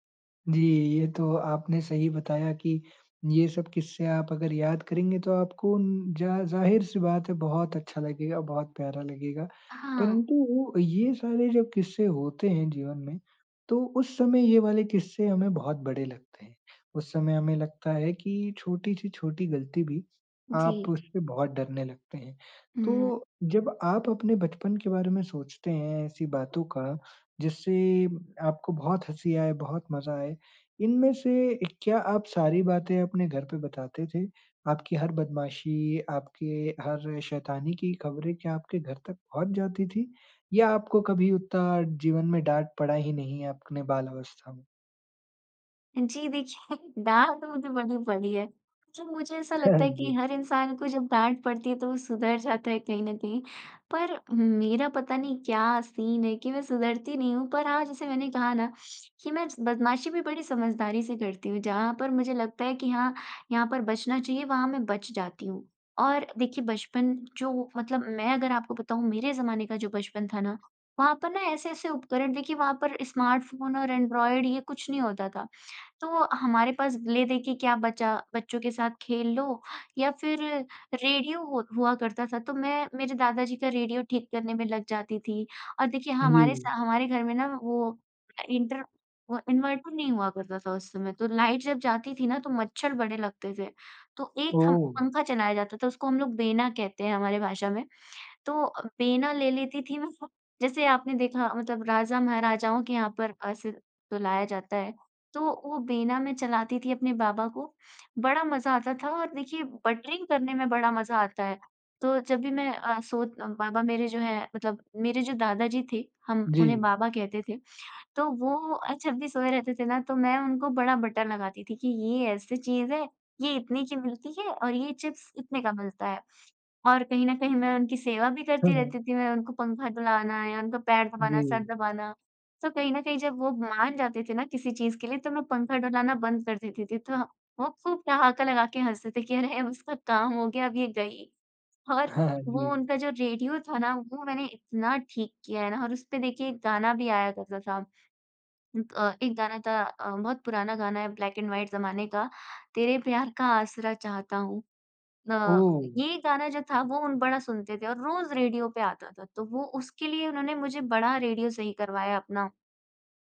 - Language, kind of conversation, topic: Hindi, podcast, बचपन की कौन-सी ऐसी याद है जो आज भी आपको हँसा देती है?
- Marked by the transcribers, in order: laughing while speaking: "देखिए, डाँट तो मुझे बड़ी पड़ी है"; laughing while speaking: "हाँ"; in English: "सीन"; tapping; in English: "बटरिंग"; in English: "बटर"; laughing while speaking: "हाँ"; in English: "ब्लैक एंड व्हाइट"